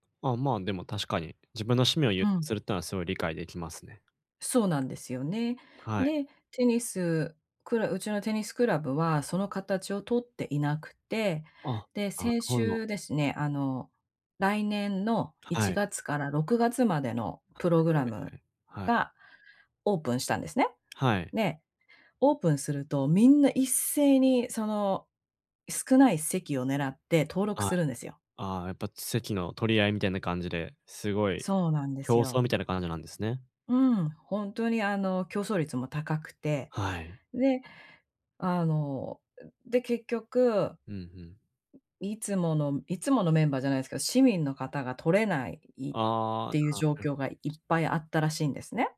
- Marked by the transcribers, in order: unintelligible speech
- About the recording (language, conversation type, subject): Japanese, advice, 反論すべきか、それとも手放すべきかをどう判断すればよいですか？